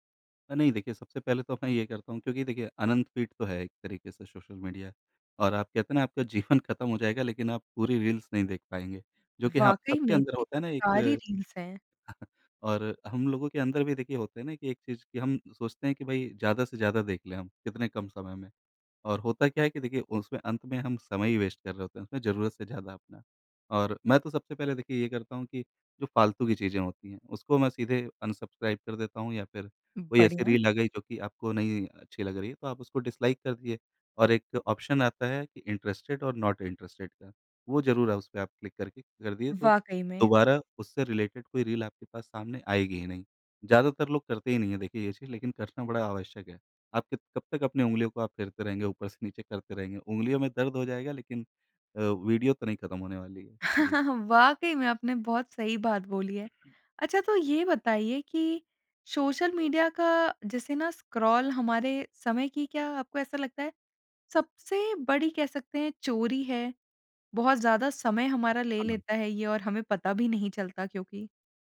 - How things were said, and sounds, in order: laughing while speaking: "जीवन"; in English: "रील्स"; in English: "रील्स"; chuckle; in English: "वेस्ट"; in English: "ऑप्शन"; in English: "इंटरेस्टेड"; in English: "नॉट इंटरेस्टेड"; in English: "क्लिक"; in English: "रिलेटेड"; chuckle
- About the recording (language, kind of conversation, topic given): Hindi, podcast, सोशल मीडिया की अनंत फीड से आप कैसे बचते हैं?